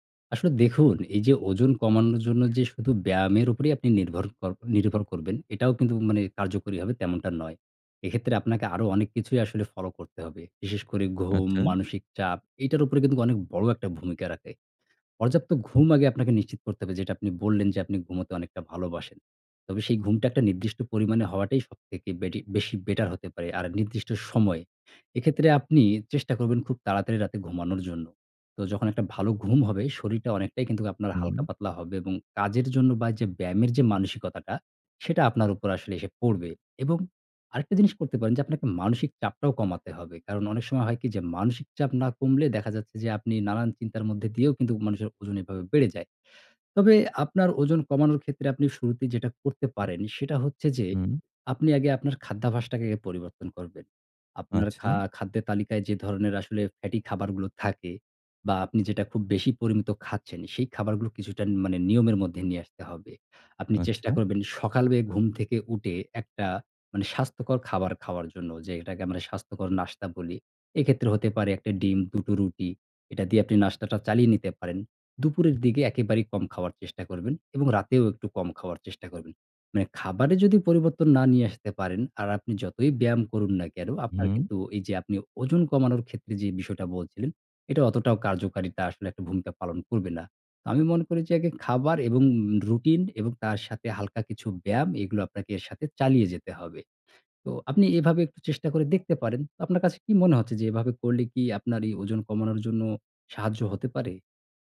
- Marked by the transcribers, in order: in English: "ফ্যাটি"
- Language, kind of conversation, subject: Bengali, advice, ওজন কমানোর জন্য চেষ্টা করেও ফল না পেলে কী করবেন?
- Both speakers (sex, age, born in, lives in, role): male, 35-39, Bangladesh, Bangladesh, advisor; male, 40-44, Bangladesh, Bangladesh, user